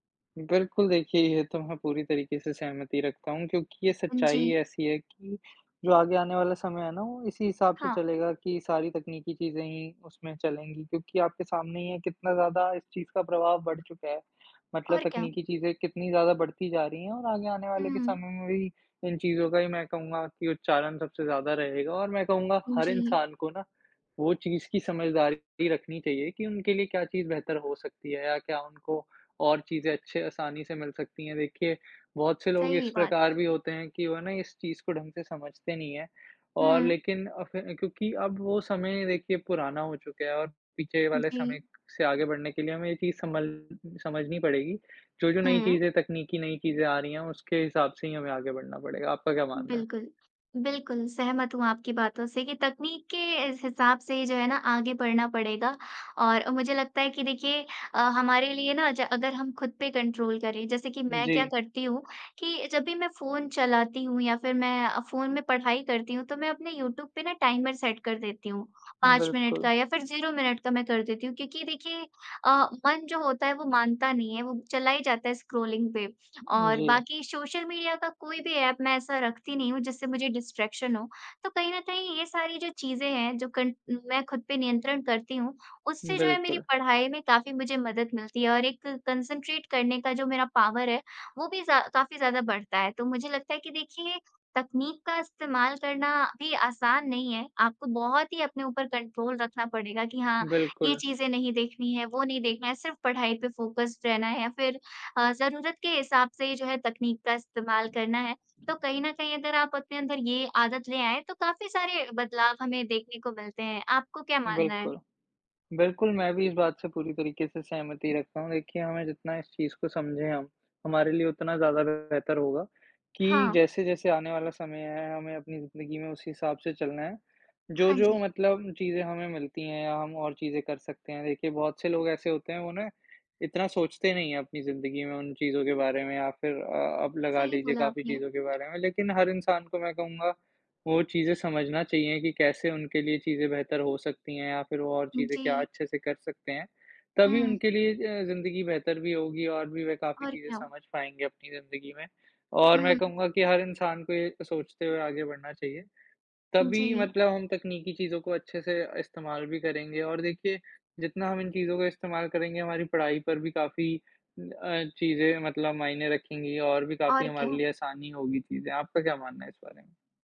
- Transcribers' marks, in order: tapping; in English: "कंट्रोल"; in English: "टाइमर सेट"; in English: "ज़ीरो"; in English: "स्क्रॉलिंग"; in English: "डिस्ट्रैक्शन"; in English: "कॉन्संट्रेट"; in English: "पावर"; in English: "कंट्रोल"; in English: "फोकस्ड"; other background noise
- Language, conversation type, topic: Hindi, unstructured, तकनीक ने आपकी पढ़ाई पर किस तरह असर डाला है?